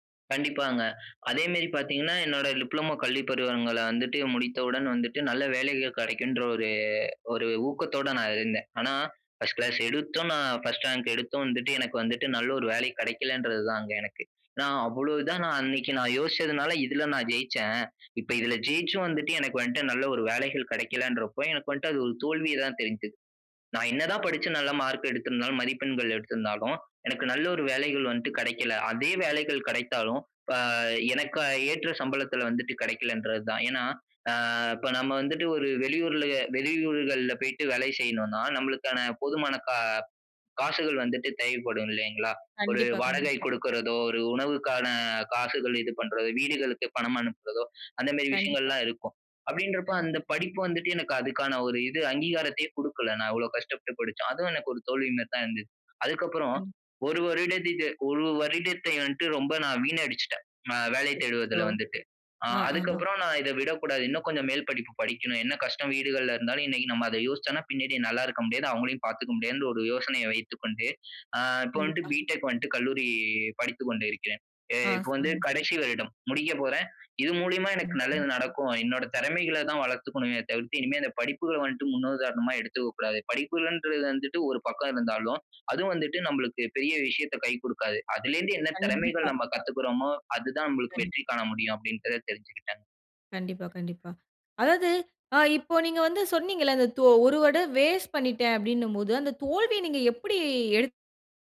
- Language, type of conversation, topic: Tamil, podcast, சிறிய தோல்விகள் உன்னை எப்படி மாற்றின?
- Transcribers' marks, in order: "தோல்வியா" said as "தோல்விய"; unintelligible speech; "வருடத்தை" said as "வருதட்டிட்டு"; other background noise; other noise